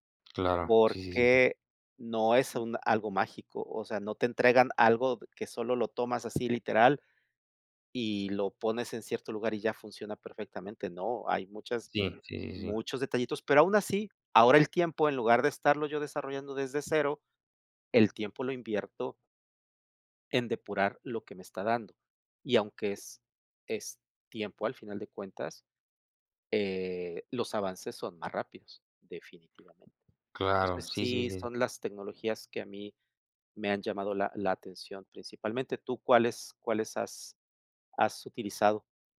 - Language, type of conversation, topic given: Spanish, unstructured, ¿Cómo crees que la tecnología ha cambiado la educación?
- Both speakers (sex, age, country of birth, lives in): male, 20-24, Mexico, Mexico; male, 55-59, Mexico, Mexico
- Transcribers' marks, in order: other background noise; tapping